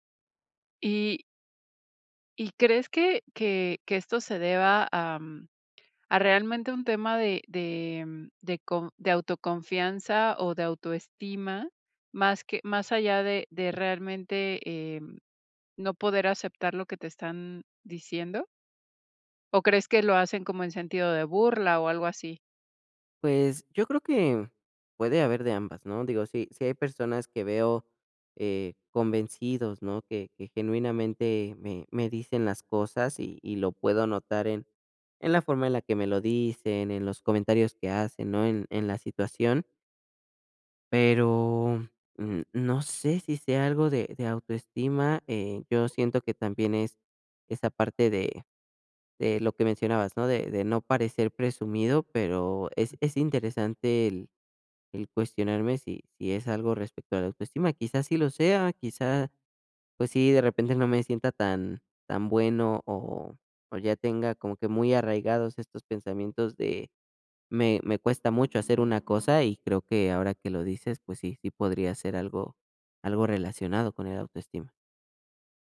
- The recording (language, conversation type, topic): Spanish, advice, ¿Cómo puedo aceptar cumplidos con confianza sin sentirme incómodo ni minimizarlos?
- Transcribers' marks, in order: other noise